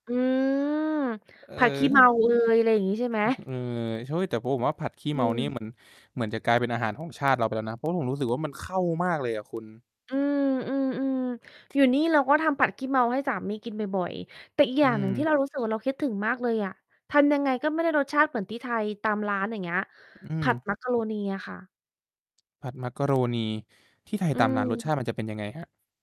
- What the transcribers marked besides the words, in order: other background noise; distorted speech
- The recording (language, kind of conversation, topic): Thai, unstructured, คุณคิดว่าการเรียนรู้ทำอาหารมีประโยชน์กับชีวิตอย่างไร?